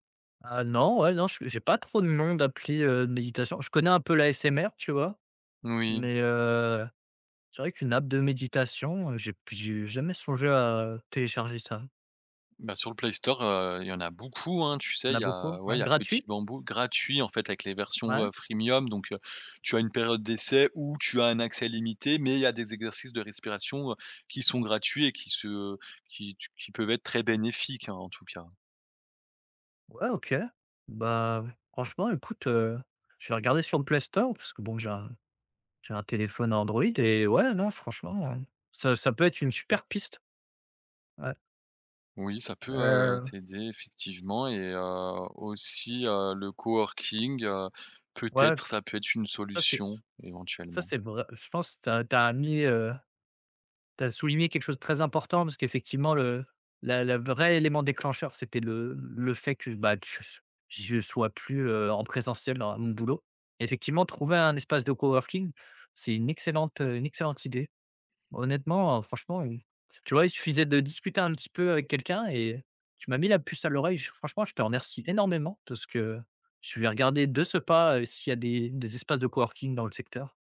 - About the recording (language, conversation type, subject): French, advice, Incapacité à se réveiller tôt malgré bonnes intentions
- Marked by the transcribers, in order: tapping; stressed: "beaucoup"; stressed: "ou"; other background noise; stressed: "piste"; stressed: "vrai"; stressed: "puce"